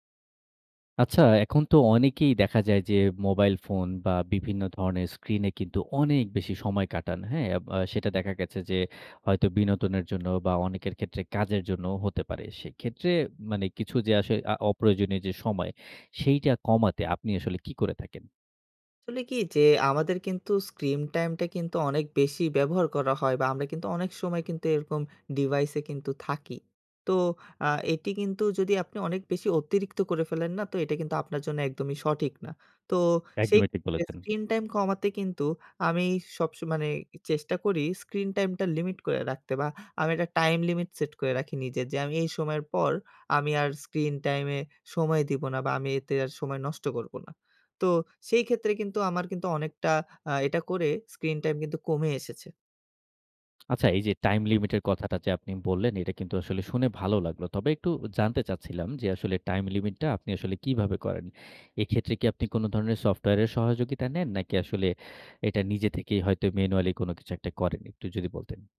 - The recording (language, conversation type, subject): Bengali, podcast, স্ক্রিন টাইম কমাতে আপনি কী করেন?
- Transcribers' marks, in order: "স্ক্রিন" said as "স্ক্রিম"; unintelligible speech; in English: "স্ক্রিন টাইম"; in English: "স্ক্রিন টাইম"; in English: "স্ক্রিন টাইম"; lip smack